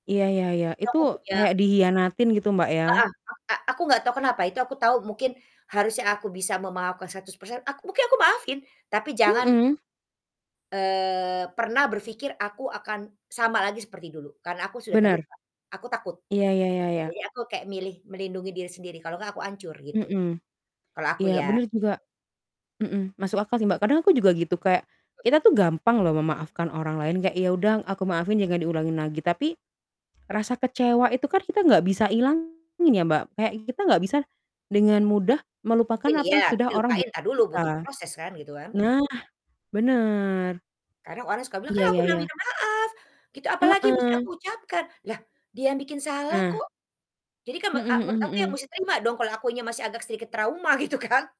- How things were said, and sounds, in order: static; distorted speech; other background noise; laughing while speaking: "gitu kan"
- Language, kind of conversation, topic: Indonesian, unstructured, Apa yang membuatmu merasa bahagia setelah berdamai dengan seseorang?